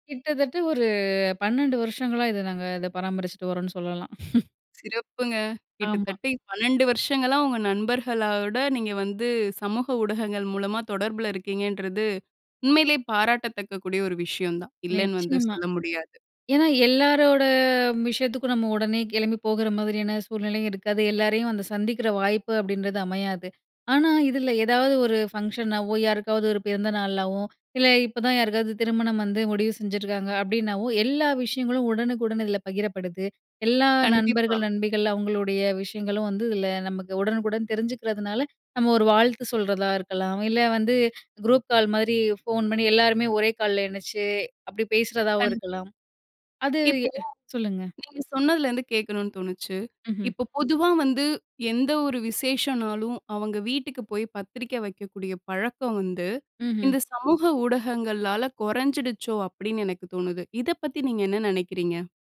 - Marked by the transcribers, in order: chuckle
- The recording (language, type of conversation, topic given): Tamil, podcast, சமூக ஊடகங்கள் உறவுகளை எவ்வாறு மாற்றி இருக்கின்றன?